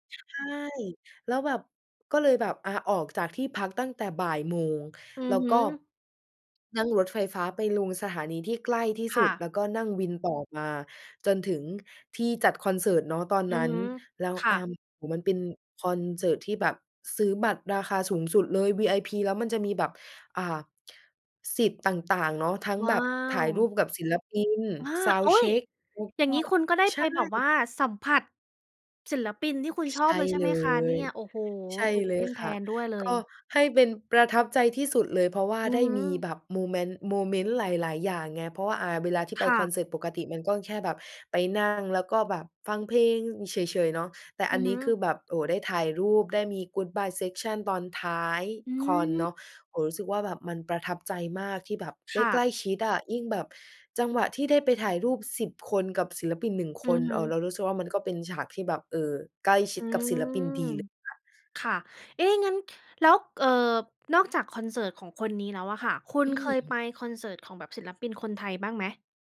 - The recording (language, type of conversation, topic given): Thai, podcast, คอนเสิร์ตไหนที่คุณเคยไปแล้วประทับใจจนถึงวันนี้?
- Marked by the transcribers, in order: other background noise; in English: "Section"